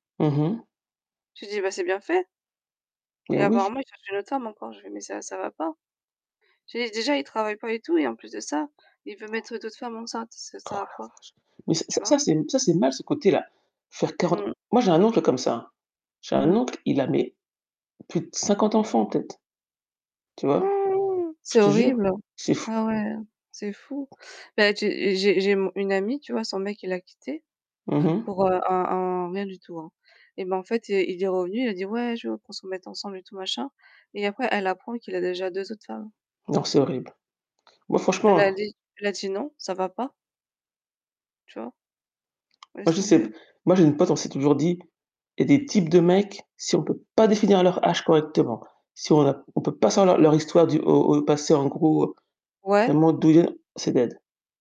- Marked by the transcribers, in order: distorted speech; tapping; gasp; static; drawn out: "Han !"; in English: "dead"
- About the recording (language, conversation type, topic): French, unstructured, Comment gères-tu la jalousie dans une relation amoureuse ?